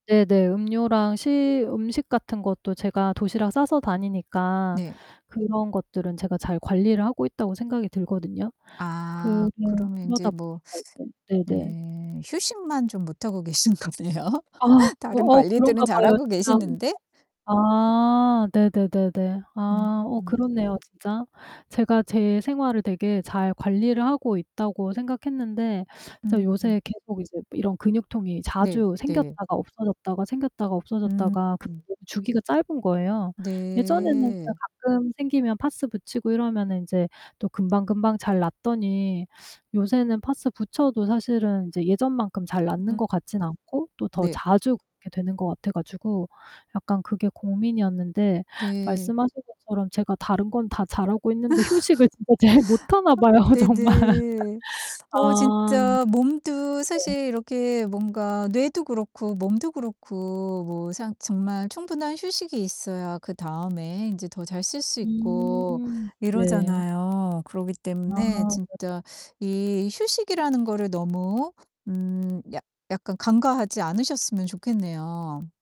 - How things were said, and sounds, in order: distorted speech; laughing while speaking: "거네요"; unintelligible speech; unintelligible speech; laugh; laughing while speaking: "잘 못 하나 봐요. 정말"
- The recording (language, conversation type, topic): Korean, advice, 운동 후에 계속되는 근육통을 어떻게 완화하고 회복하면 좋을까요?